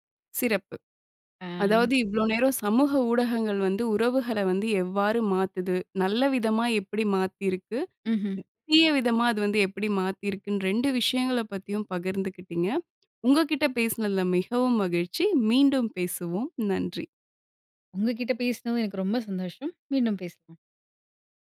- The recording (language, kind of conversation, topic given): Tamil, podcast, சமூக ஊடகங்கள் உறவுகளை எவ்வாறு மாற்றி இருக்கின்றன?
- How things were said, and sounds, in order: none